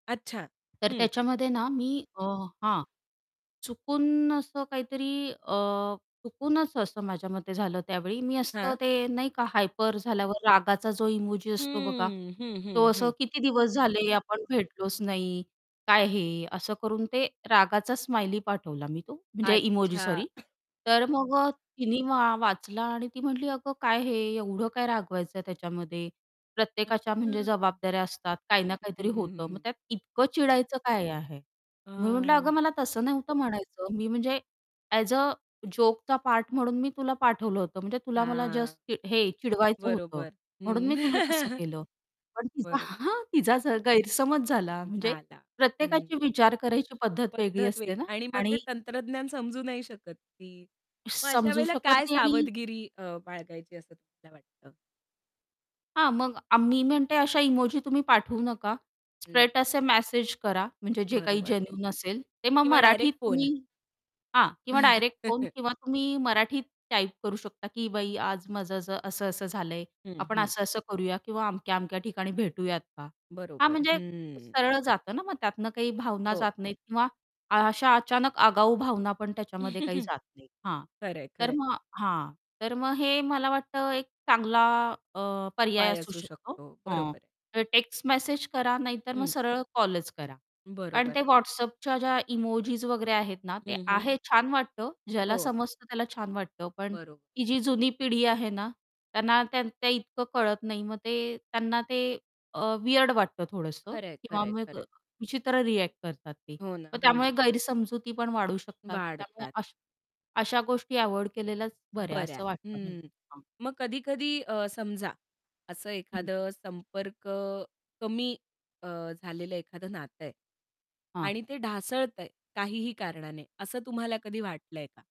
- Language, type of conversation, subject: Marathi, podcast, सतत संपर्क न राहिल्यावर नाती कशी टिकवता येतात?
- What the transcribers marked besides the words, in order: in English: "हायपर"; distorted speech; cough; in English: "ॲज अ"; laugh; tapping; in English: "जेन्युइन"; chuckle; chuckle; in English: "वियर्ड"; horn